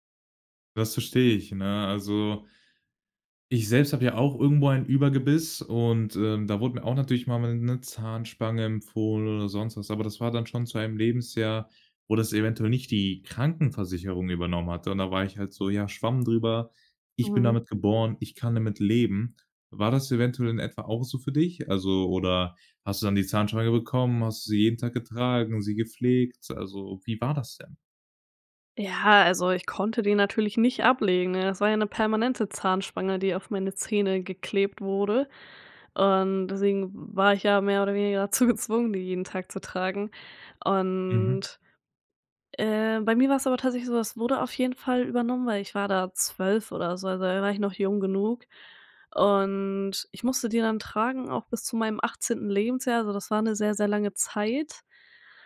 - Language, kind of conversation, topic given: German, podcast, Kannst du von einer Situation erzählen, in der du etwas verlernen musstest?
- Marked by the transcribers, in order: none